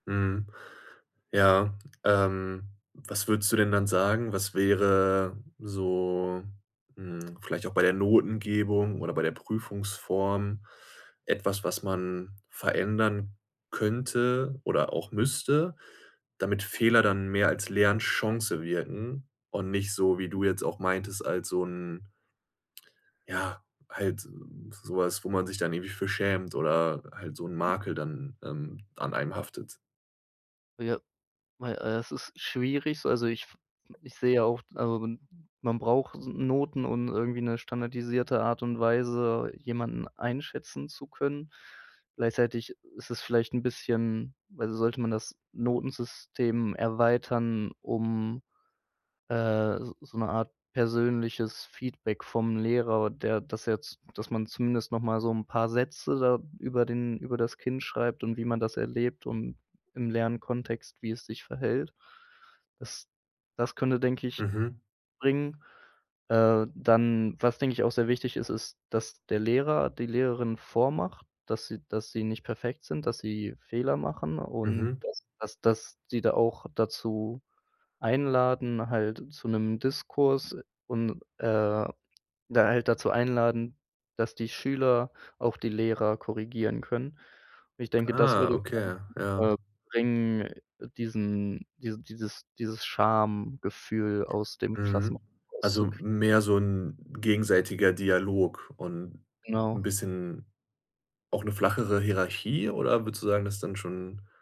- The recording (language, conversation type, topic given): German, podcast, Was könnte die Schule im Umgang mit Fehlern besser machen?
- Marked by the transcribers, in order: stressed: "müsste"; unintelligible speech; drawn out: "Ah"; unintelligible speech